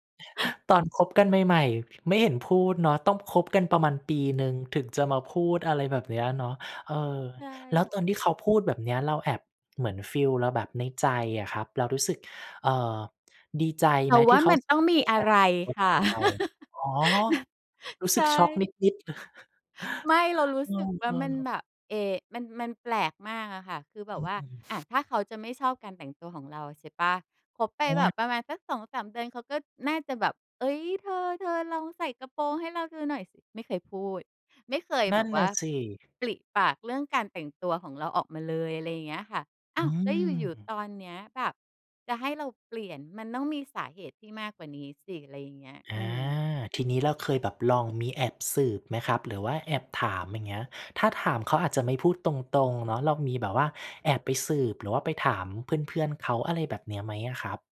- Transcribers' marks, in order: chuckle; chuckle; unintelligible speech; chuckle; other background noise; tapping
- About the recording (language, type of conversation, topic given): Thai, podcast, คุณเคยเปลี่ยนสไตล์ของตัวเองเพราะใครหรือเพราะอะไรบ้างไหม?